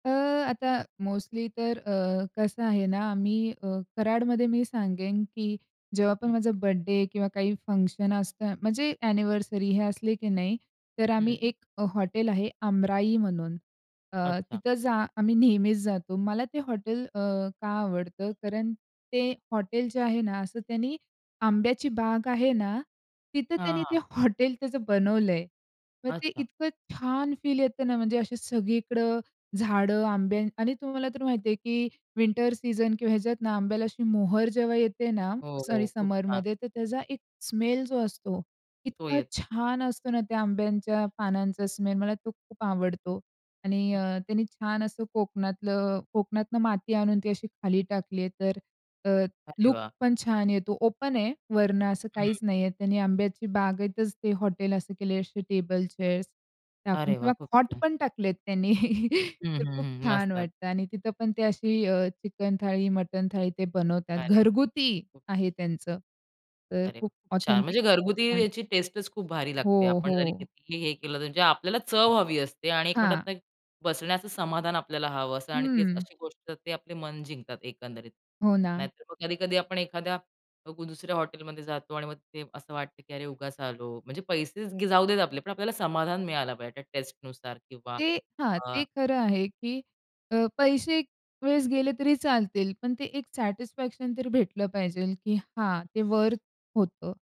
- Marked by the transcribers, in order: in English: "फंक्शन"; in English: "ॲनिव्हर्सरी"; laughing while speaking: "हॉटेल त्याचं"; in English: "विंटर"; in English: "समरमध्ये"; in English: "स्मेल"; in English: "स्मेल"; in English: "ओपन"; "खॉट" said as "हॉट"; laughing while speaking: "त्यांनी"; in English: "मटण"; in English: "ऑथेंटिक"; in English: "सॅटिस्फॅक्शन"; in English: "वर्थ"
- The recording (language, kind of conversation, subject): Marathi, podcast, कुठल्या स्थानिक पदार्थांनी तुमचं मन जिंकलं?